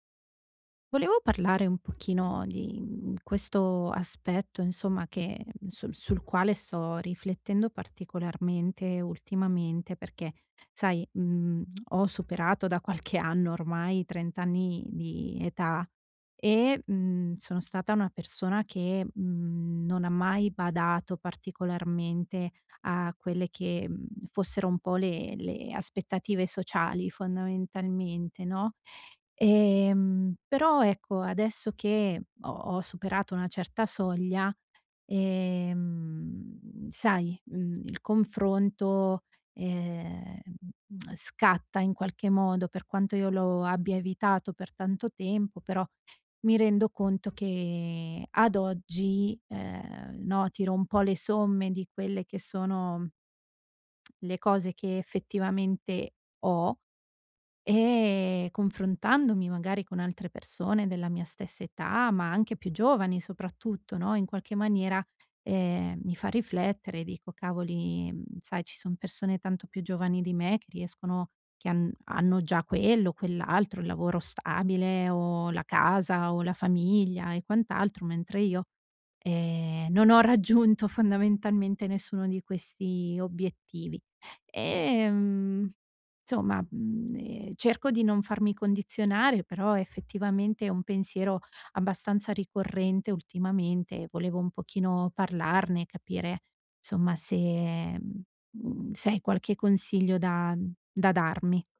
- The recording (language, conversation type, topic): Italian, advice, Come posso reagire quando mi sento giudicato perché non possiedo le stesse cose dei miei amici?
- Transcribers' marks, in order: laughing while speaking: "qualche"; tapping; tongue click; laughing while speaking: "raggiunto"; other background noise; "insomma" said as "zomma"; "insomma" said as "zomma"